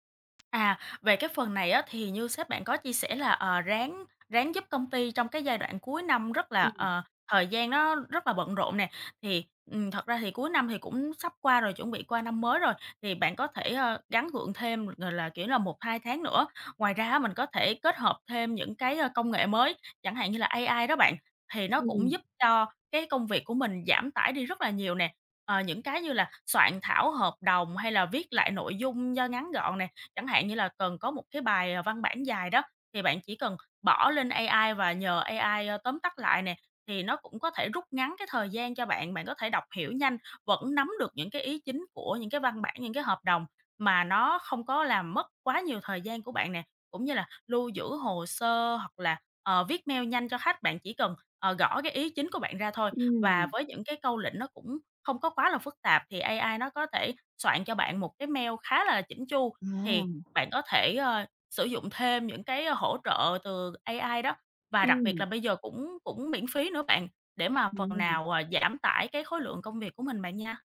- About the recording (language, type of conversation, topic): Vietnamese, advice, Bạn cảm thấy thế nào khi công việc quá tải khiến bạn lo sợ bị kiệt sức?
- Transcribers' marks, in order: tapping; other background noise